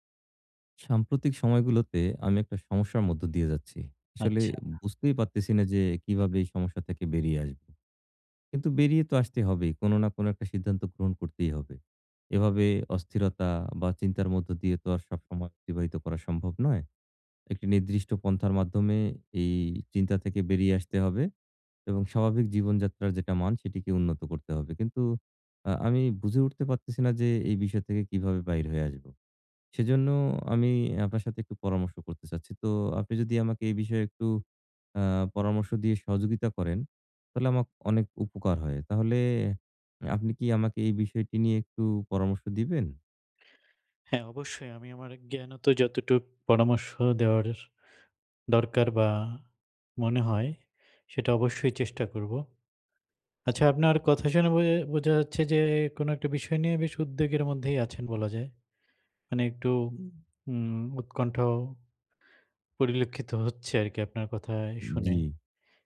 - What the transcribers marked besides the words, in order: "আমাকে" said as "আমাক"
- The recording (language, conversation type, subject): Bengali, advice, স্বল্পমেয়াদী আনন্দ বনাম দীর্ঘমেয়াদি সঞ্চয়